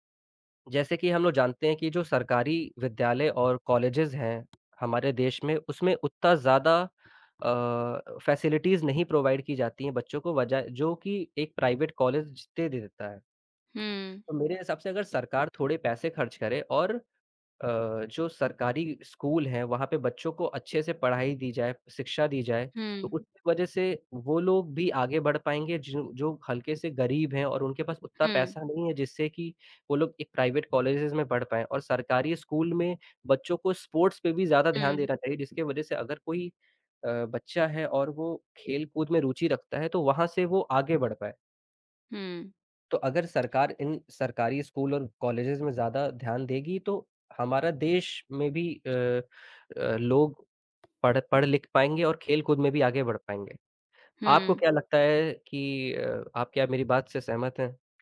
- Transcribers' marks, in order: in English: "कॉलेजेस"; tapping; in English: "फ़ैसिलिटीज़"; in English: "प्रोवाइड"; in English: "प्राइवेट"; "जितने" said as "जित्ते"; in English: "प्राइवेट कॉलेजेस"; in English: "स्पोर्ट्स"; in English: "कॉलेजेज़"
- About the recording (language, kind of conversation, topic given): Hindi, unstructured, सरकार को रोजगार बढ़ाने के लिए कौन से कदम उठाने चाहिए?